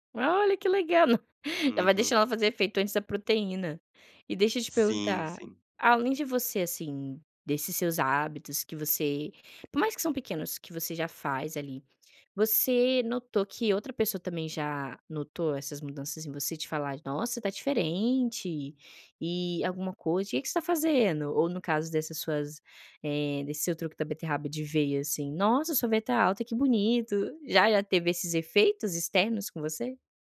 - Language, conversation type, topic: Portuguese, podcast, Que pequeno hábito mudou mais rapidamente a forma como as pessoas te veem?
- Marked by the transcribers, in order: laugh